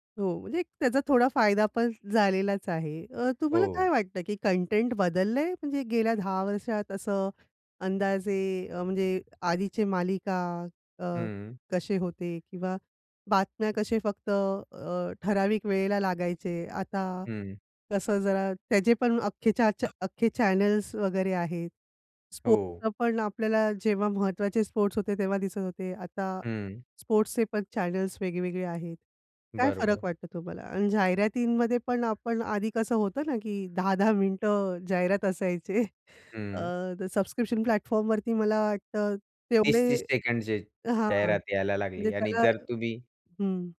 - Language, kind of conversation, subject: Marathi, podcast, स्ट्रीमिंगमुळे पारंपरिक दूरदर्शनमध्ये नेमके कोणते बदल झाले असे तुम्हाला वाटते?
- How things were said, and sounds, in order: in English: "चॅनल्स"; cough; in English: "चॅनल्स"; tapping; other background noise; chuckle; in English: "प्लॅटफॉर्मवरती"